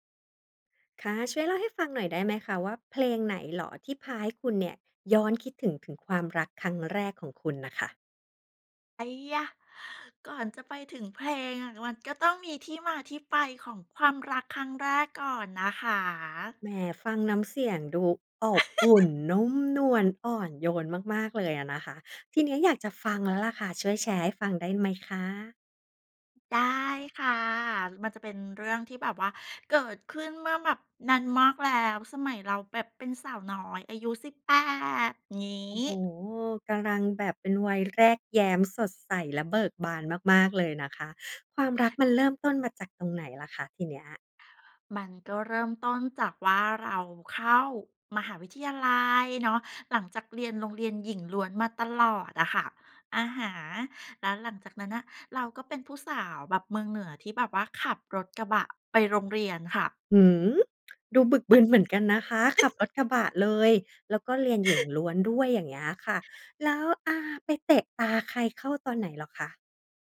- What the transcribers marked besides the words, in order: giggle; surprised: "หือ"; giggle; chuckle
- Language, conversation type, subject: Thai, podcast, เพลงไหนพาให้คิดถึงความรักครั้งแรกบ้าง?